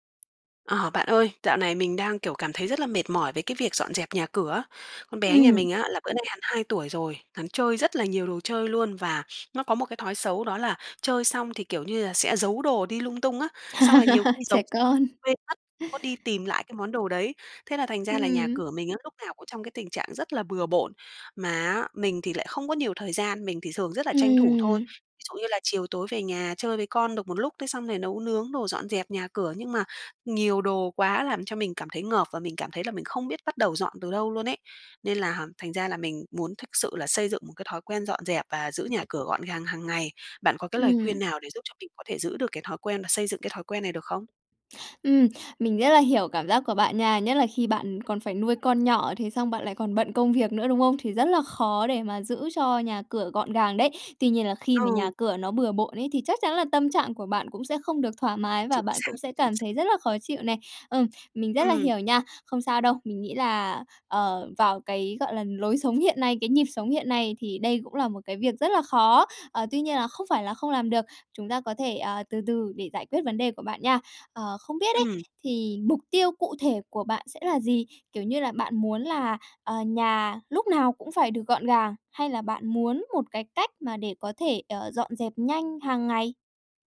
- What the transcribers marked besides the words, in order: tapping; laugh
- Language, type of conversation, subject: Vietnamese, advice, Làm thế nào để xây dựng thói quen dọn dẹp và giữ nhà gọn gàng mỗi ngày?
- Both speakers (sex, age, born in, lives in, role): female, 30-34, Vietnam, Japan, advisor; female, 30-34, Vietnam, Vietnam, user